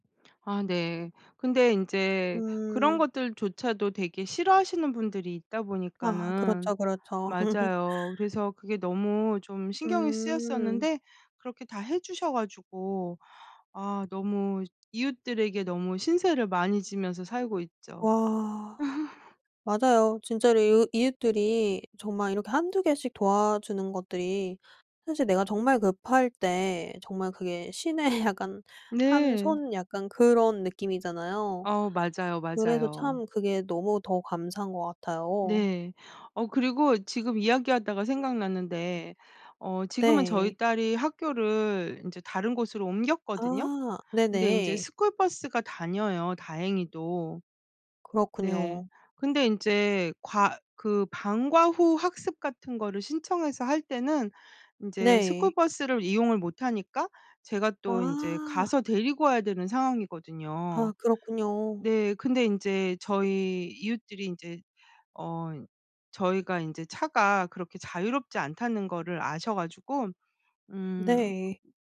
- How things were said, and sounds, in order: laugh; laugh; laughing while speaking: "신의"; other background noise
- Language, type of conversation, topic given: Korean, podcast, 동네에서 겪은 뜻밖의 친절 얘기 있어?